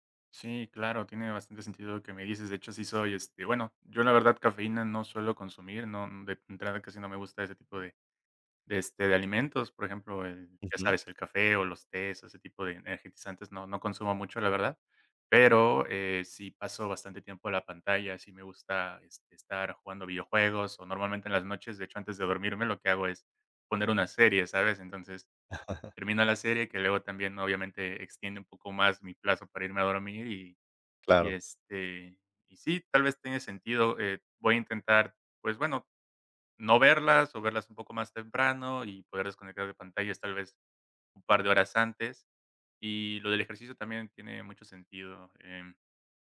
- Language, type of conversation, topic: Spanish, advice, ¿Cómo describirías tu insomnio ocasional por estrés o por pensamientos que no paran?
- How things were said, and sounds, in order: chuckle